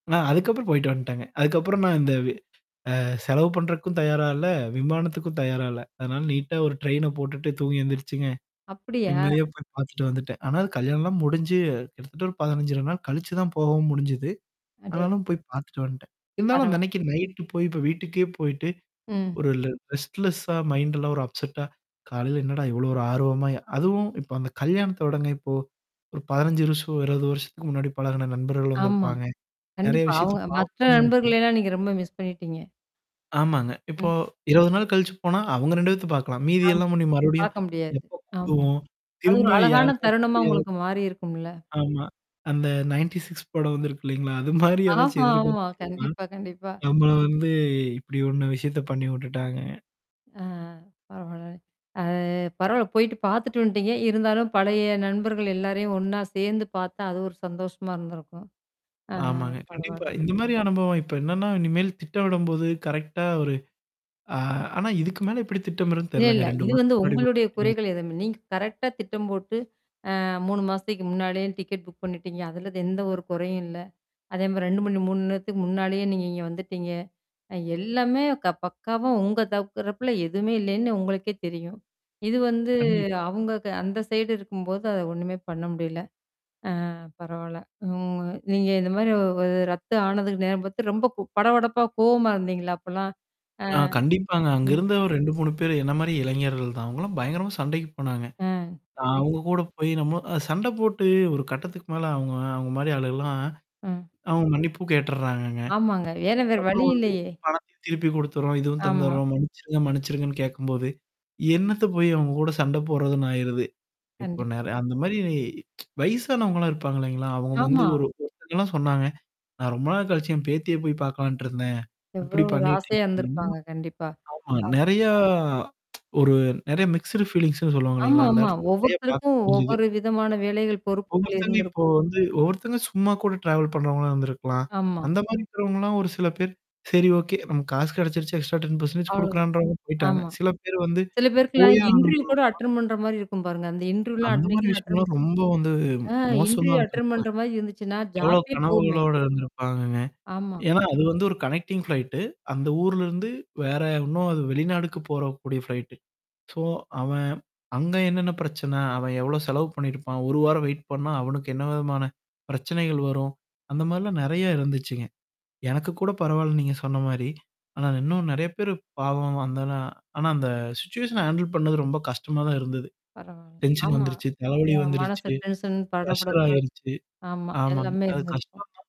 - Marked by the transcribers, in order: static; in English: "நீட்டா"; mechanical hum; in English: "ரெட்ஸ்லெஸ்ஸா மைண்ட்"; in English: "அப்செட்டா"; distorted speech; in English: "மிஸ்"; other background noise; tapping; in English: "நயன்டீ சிக்ஸ்"; laughing while speaking: "அது மாரி ஏதாச்சும் எதிர்பார்த்தது தான்"; drawn out: "வந்து"; in English: "புக்"; "தரப்புல" said as "தவுக்குறப்பல"; tsk; tsk; in English: "மிக்ஸ்ட் ஃபீலிங்ஸ்ன்னு"; in English: "ட்ராவல்"; in English: "எக்ஸ்ட்ரா டென் பெர்சென்டேஜ்"; in English: "இன்டர்வியூ"; in English: "அட்டெண்ட்"; in English: "இன்டர்வியூலாம் அட்னைக்கனு அட்டெண்ட்"; in English: "இன்டர்வியூ அட்டெண்ட்"; in English: "ஜாப்பே"; in English: "கனெக்டிங் ஃப்ளைட்டு"; in English: "ஃப்ளைட்டு. சோ"; in English: "சிச்சுவஷன ஹேண்டில்"; in English: "டென்ஷன்"; in English: "டென்ஷன்"; in English: "ப்ரஷ்ஷர்"
- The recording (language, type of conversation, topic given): Tamil, podcast, உங்களுடைய விமானப் பயணம் ரத்து ஆன போது அதை நீங்கள் எப்படி சமாளித்தீர்கள்?